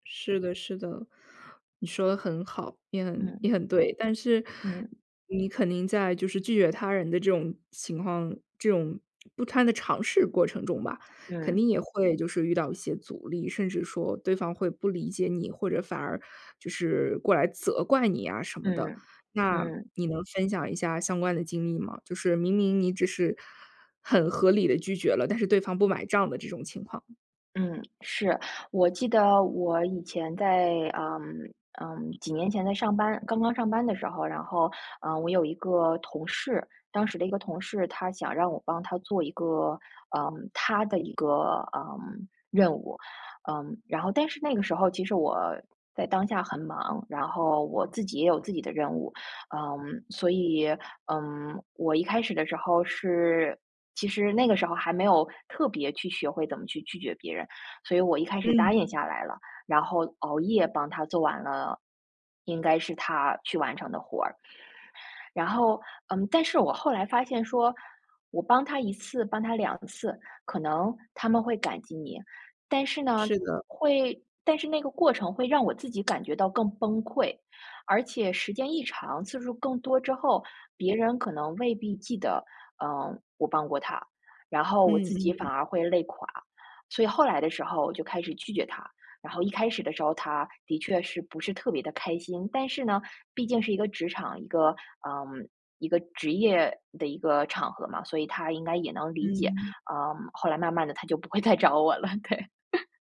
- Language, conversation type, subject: Chinese, podcast, 你是怎么学会说“不”的？
- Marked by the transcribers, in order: laughing while speaking: "他就不会再找我了，对"; chuckle